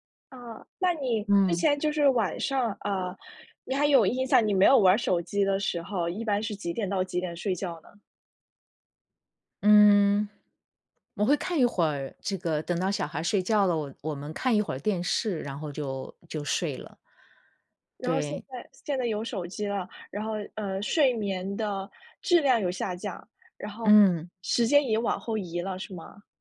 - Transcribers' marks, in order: other background noise
- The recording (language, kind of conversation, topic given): Chinese, advice, 你晚上刷手机导致睡眠不足的情况是怎样的？